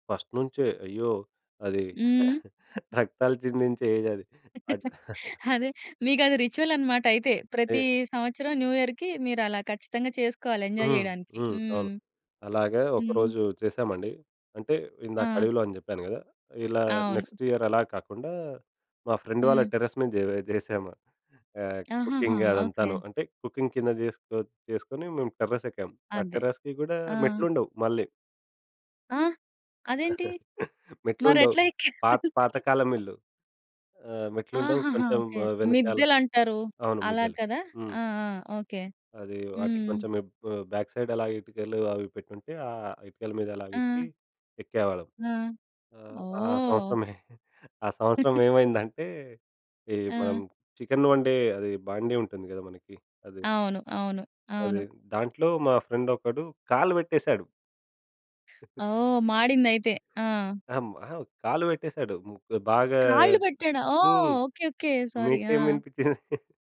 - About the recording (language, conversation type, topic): Telugu, podcast, మీ బాల్యంలో జరిగిన ఏ చిన్న అనుభవం ఇప్పుడు మీకు ఎందుకు ప్రత్యేకంగా అనిపిస్తుందో చెప్పగలరా?
- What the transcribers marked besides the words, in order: in English: "ఫస్ట్"; chuckle; other background noise; in English: "ఏజ్"; chuckle; in English: "రిచువల్"; in English: "న్యూఇయర్‌కి"; in English: "ఎంజాయ్"; in English: "నెక్స్ట్ ఇయర్"; in English: "ఫ్రెండ్"; in English: "టెర్రస్"; in English: "కుకింగ్"; tapping; in English: "కుకింగ్"; in English: "టెర్రస్"; in English: "టెర్రస్‌కి"; chuckle; chuckle; in English: "బ్యాక్ సైడ్"; giggle; chuckle; in English: "ఫ్రెండ్"; chuckle; surprised: "కాళ్ళు పెట్టాడా? ఓహ్!"; in English: "సారీ"; chuckle